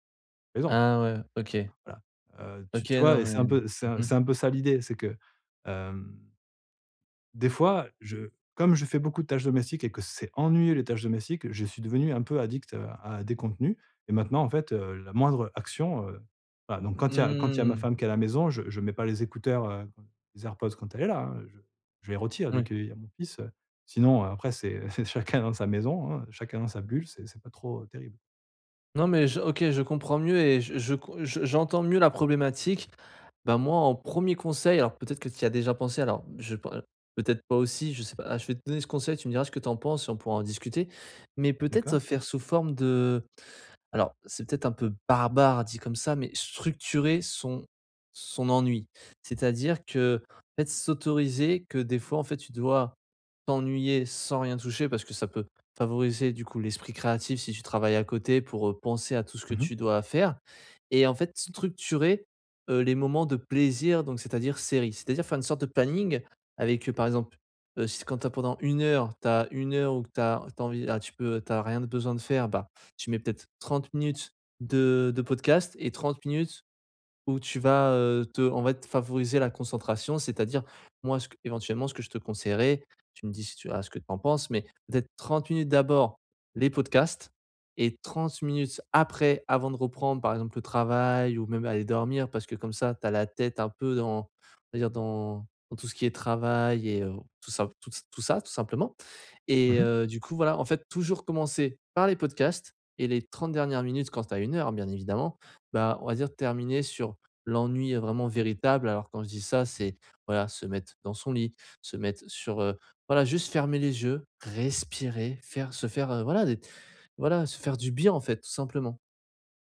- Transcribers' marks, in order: other background noise; drawn out: "hem"; drawn out: "Mmh !"; laughing while speaking: "c'est chacun"; drawn out: "de"; stressed: "barbare"; drawn out: "de"; stressed: "après"; drawn out: "travail"; drawn out: "dans"; tapping; stressed: "respirer"; stressed: "du bien"
- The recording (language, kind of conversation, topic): French, advice, Comment apprendre à accepter l’ennui pour mieux me concentrer ?